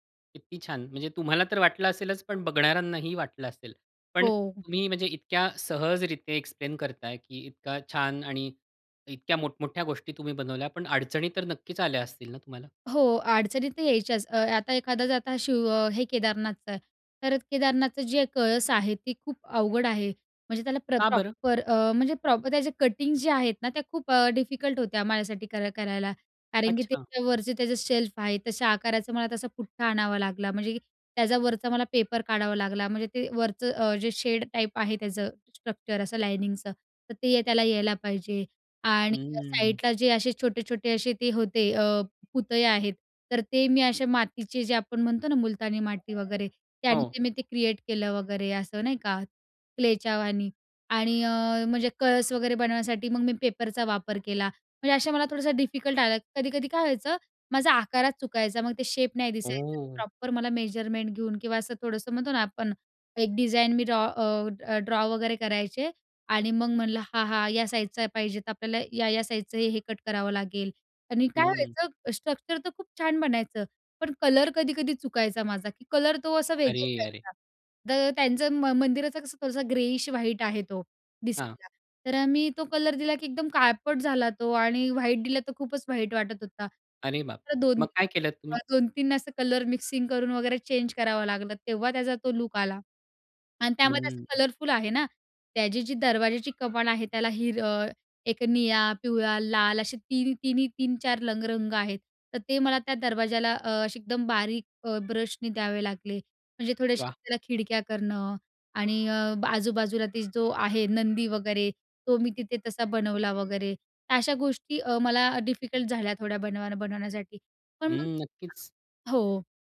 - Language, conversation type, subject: Marathi, podcast, या छंदामुळे तुमच्या आयुष्यात कोणते बदल झाले?
- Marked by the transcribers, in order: in English: "एक्सप्लेन"; in English: "प्रॉपर"; anticipating: "का बरं?"; in English: "प्रॉपर"; in English: "कटिंग"; in English: "डिफिकल्ट"; in English: "शेल्फ"; in English: "शेड टाईप"; in English: "स्ट्रक्चर"; in English: "लायनिंगचं"; in English: "साईडला"; in English: "क्रिएट"; in English: "डिफिकल्ट"; surprised: "ओह"; in English: "शेप"; in English: "प्रॉपर"; in English: "मेजरमेंट"; in English: "डिझाईन"; in English: "ड्रॉ"; in English: "ड्रॉ"; in English: "साईजचा"; in English: "साईजचं"; in English: "कट"; in English: "स्ट्रक्चर"; in English: "ग्रेइश व्हाईट"; surprised: "अरे बापरे!"; in English: "व्हाईट"; in English: "व्हाईट"; unintelligible speech; in English: "मिक्सिंग"; in English: "चेंज"; in English: "लुक"; in English: "डिफिकल्ट"; unintelligible speech